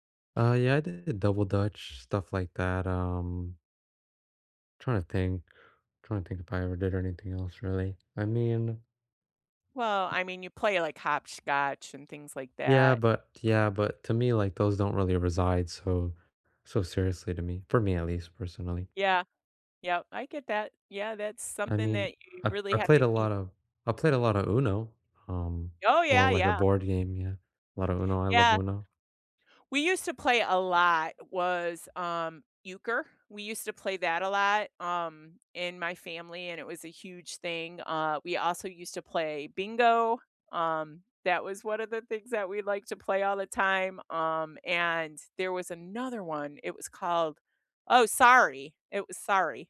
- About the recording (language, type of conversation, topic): English, unstructured, Which childhood game or family tradition has stayed with you, and why does it matter to you now?
- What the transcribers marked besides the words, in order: tapping